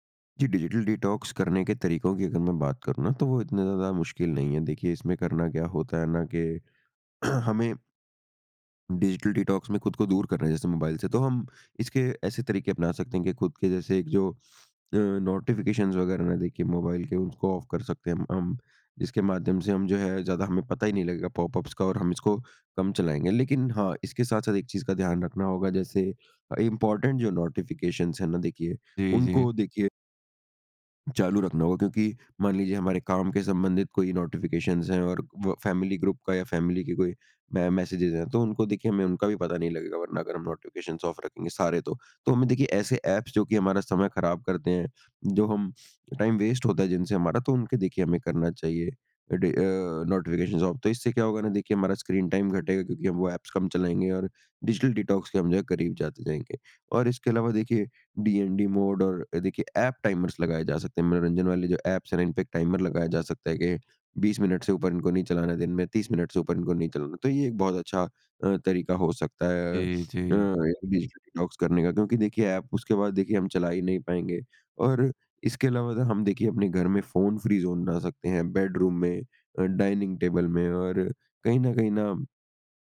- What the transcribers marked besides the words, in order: in English: "डिजिटल डिटॉक्स"; throat clearing; in English: "डिजिटल डिटॉक्स"; in English: "नोटिफिकेशंस"; in English: "ऑफ"; in English: "पॉपअप्स"; in English: "इम्पोर्टेंट"; in English: "नोटिफिकेशंस"; in English: "नोटिफिकेशंस"; in English: "फैमिली ग्रुप"; in English: "फ़ैमिली"; in English: "मै मैसेजेस"; in English: "नोटिफिकेशंस ऑफ"; in English: "ऐप्स"; in English: "टाइम वेस्ट"; in English: "नोटिफिकेशंस ऑफ"; in English: "स्क्रीन टाइम"; in English: "ऐप्स"; in English: "डिजिटल डिटॉक्स"; in English: "डीएनडी मोड"; in English: "एप टाइमर्स"; in English: "ऐप्स"; in English: "टाइमर"; in English: "डिजिटल डिटॉक्स"; in English: "एप"; in English: "फ़ोन-फ्री ज़ोन"; in English: "बेडरूम"; in English: "डाइनिंग टेबल"
- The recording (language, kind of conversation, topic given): Hindi, podcast, डिजिटल डिटॉक्स करने का आपका तरीका क्या है?